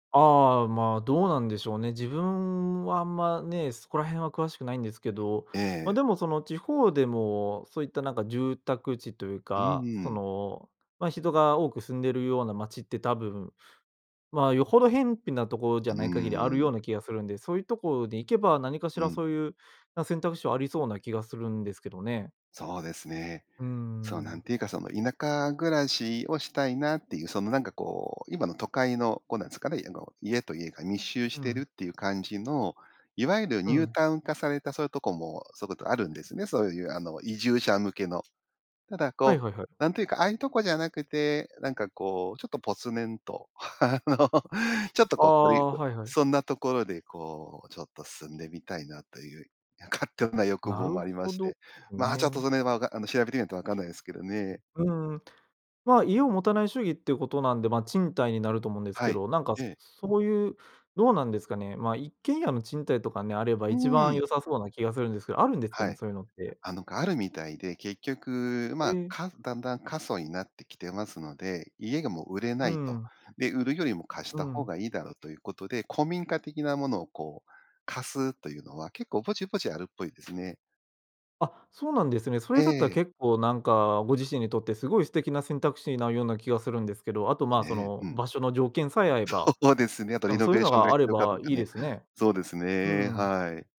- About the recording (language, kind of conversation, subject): Japanese, advice, 都会を離れて地方へ移住するか迷っている理由や状況を教えてください？
- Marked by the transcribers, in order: other background noise; laughing while speaking: "あの"; unintelligible speech; laughing while speaking: "そうですね"